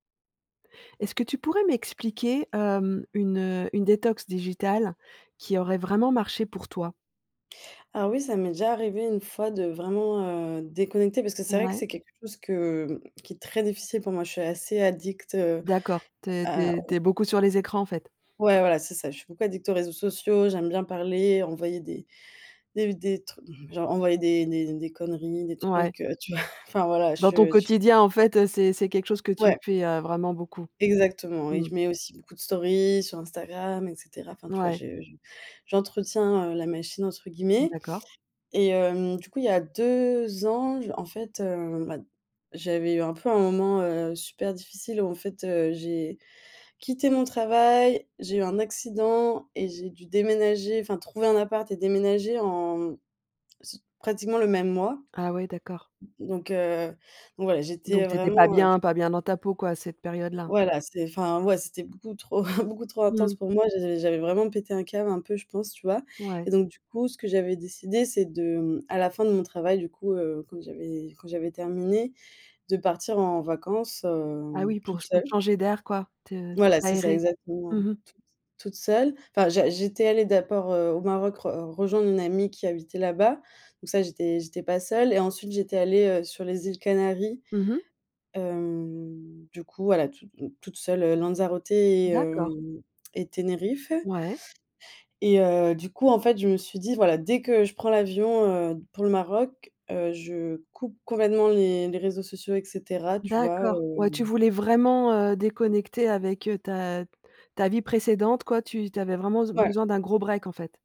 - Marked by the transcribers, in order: tongue click; other background noise; in English: "stories"; tapping; chuckle; "d'abord" said as "d'apord"; sniff
- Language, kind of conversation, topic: French, podcast, Peux-tu nous raconter une détox numérique qui a vraiment fonctionné pour toi ?